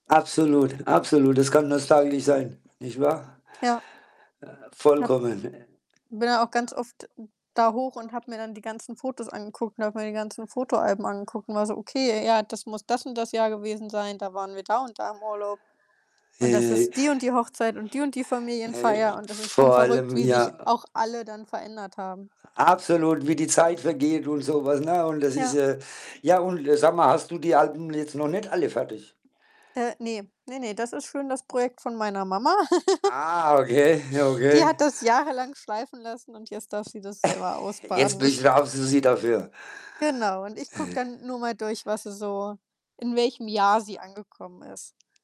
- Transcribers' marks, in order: distorted speech; static; other background noise; background speech; other noise; laugh; laughing while speaking: "okay"; tapping; chuckle; unintelligible speech; snort
- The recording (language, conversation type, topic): German, unstructured, Hast du ein Lieblingsfoto aus deiner Kindheit, und warum ist es für dich besonders?
- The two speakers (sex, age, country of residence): female, 25-29, Germany; male, 45-49, Germany